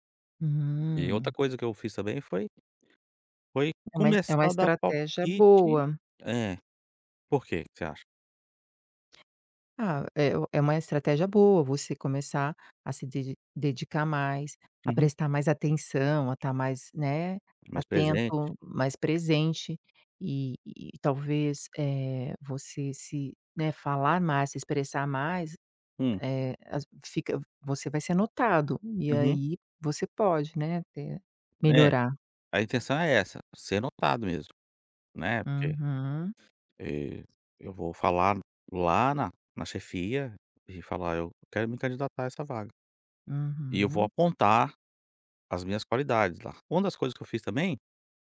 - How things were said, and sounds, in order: other background noise; tapping
- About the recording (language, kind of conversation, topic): Portuguese, advice, Como pedir uma promoção ao seu gestor após resultados consistentes?